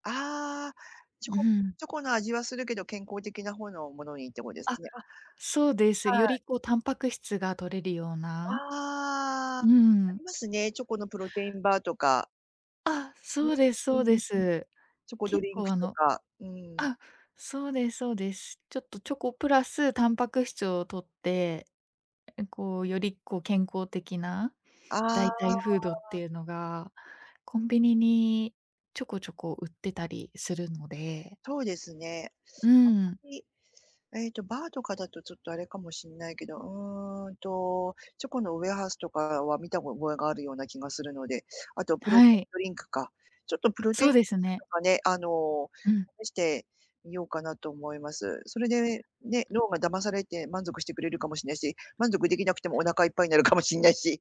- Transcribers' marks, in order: tapping
- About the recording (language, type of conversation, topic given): Japanese, advice, 日々の無駄遣いを減らしたいのに誘惑に負けてしまうのは、どうすれば防げますか？